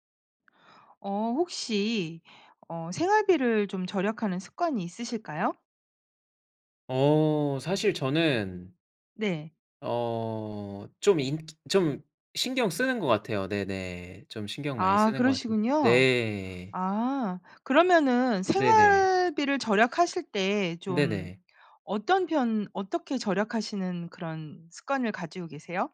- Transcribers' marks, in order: none
- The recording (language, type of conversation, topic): Korean, podcast, 생활비를 절약하는 습관에는 어떤 것들이 있나요?